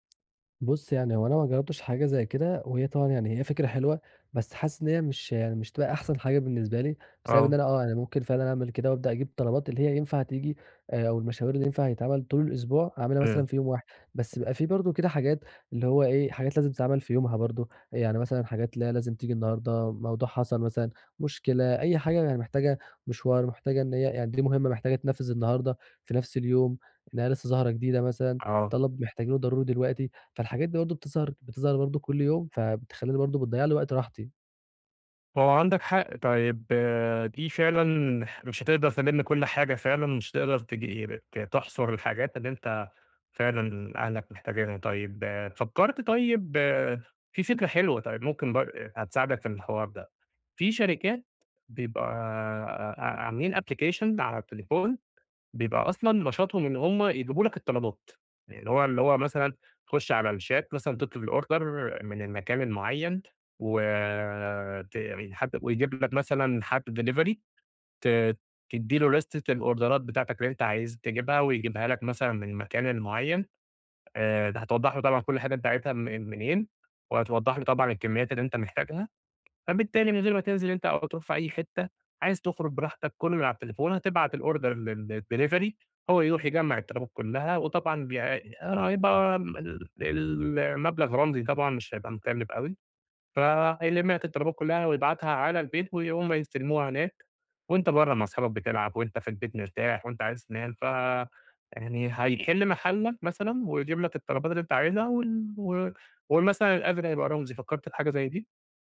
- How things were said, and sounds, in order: tapping; in English: "application"; in English: "الشات"; in English: "الorder"; in English: "delivery"; in English: "ليستة الأوردرات"; in English: "الorder للdelivery"
- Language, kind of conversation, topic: Arabic, advice, ازاي أقدر أسترخى في البيت بعد يوم شغل طويل؟